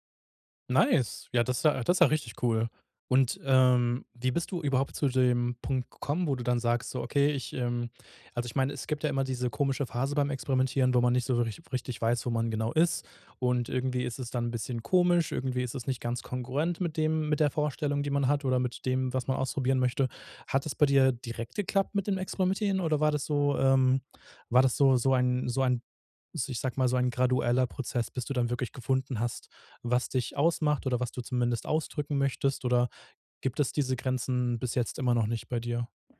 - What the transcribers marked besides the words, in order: in English: "Nice"
- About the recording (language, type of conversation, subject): German, podcast, Was war dein peinlichster Modefehltritt, und was hast du daraus gelernt?